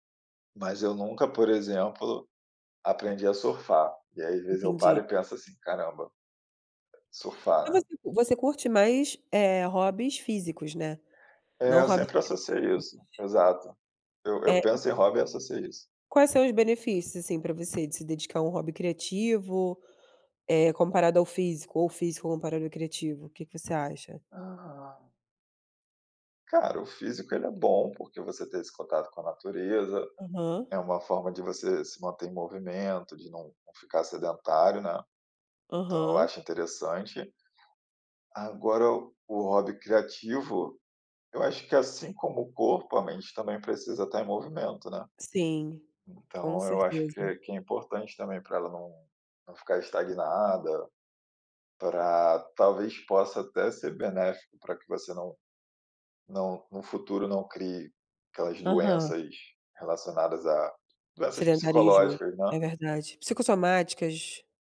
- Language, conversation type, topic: Portuguese, unstructured, O que você considera ao escolher um novo hobby?
- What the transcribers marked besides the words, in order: other background noise